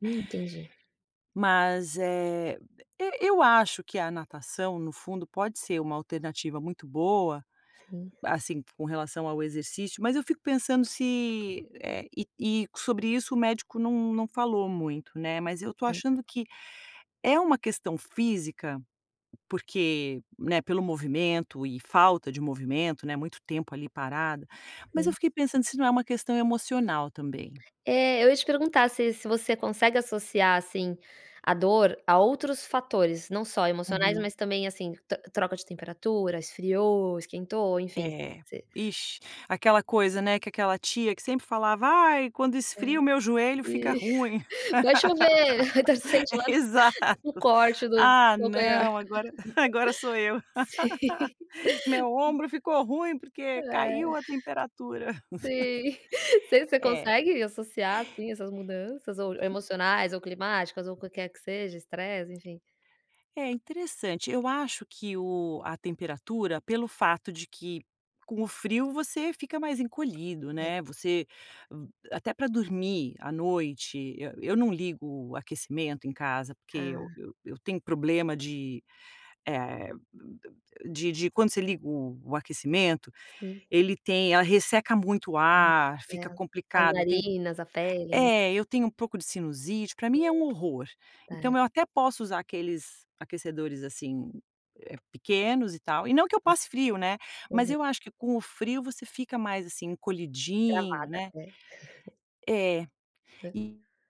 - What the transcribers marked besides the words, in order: laughing while speaking: "Vai chover, então sente lá um corte do do calcanhar. Sim"; laugh; laugh; laugh; other background noise; alarm; chuckle
- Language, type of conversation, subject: Portuguese, advice, Como posso conciliar a prática de exercícios com dor crônica ou uma condição médica?